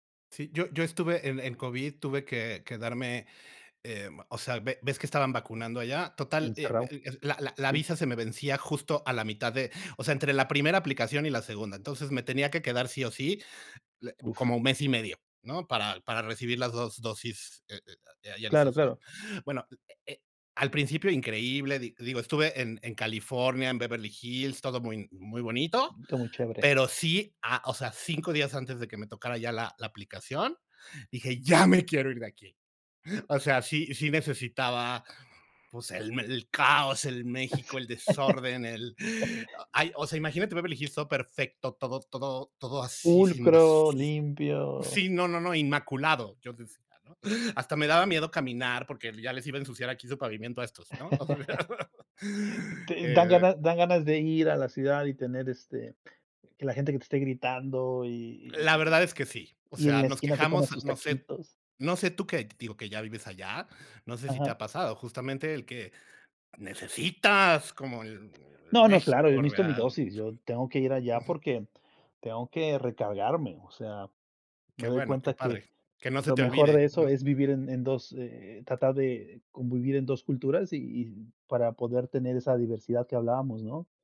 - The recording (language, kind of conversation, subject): Spanish, unstructured, ¿Piensas que el turismo masivo destruye la esencia de los lugares?
- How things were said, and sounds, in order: tapping; laugh; laugh; laugh; unintelligible speech